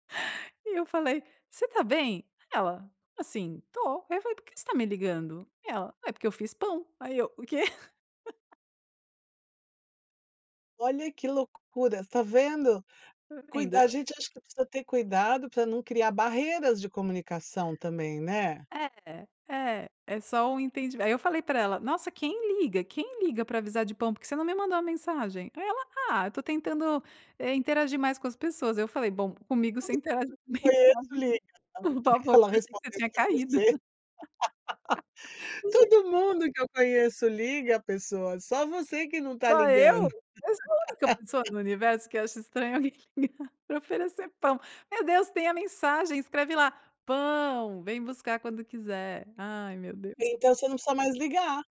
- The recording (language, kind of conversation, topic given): Portuguese, podcast, Que pequenos gestos fazem você se sentir mais ligado aos outros?
- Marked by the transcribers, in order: laugh; laugh; laugh